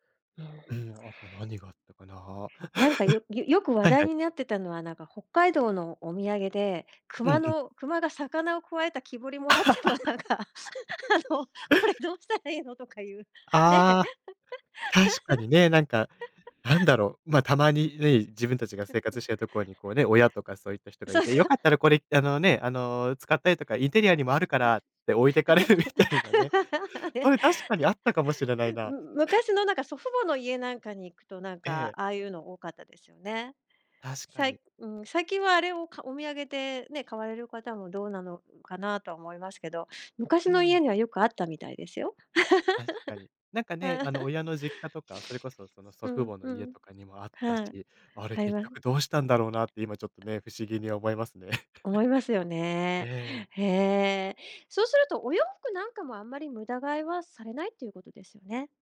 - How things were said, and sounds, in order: other background noise; chuckle; laugh; laughing while speaking: "貰ってもなんか、あのこれどうしたらいいのとかいうね"; laugh; laugh; laughing while speaking: "そうそ"; laugh; laughing while speaking: "置いてかれるみたいなね"; chuckle; laugh; chuckle
- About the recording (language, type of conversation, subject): Japanese, podcast, 物を減らすときは、どんなルールを決めるといいですか？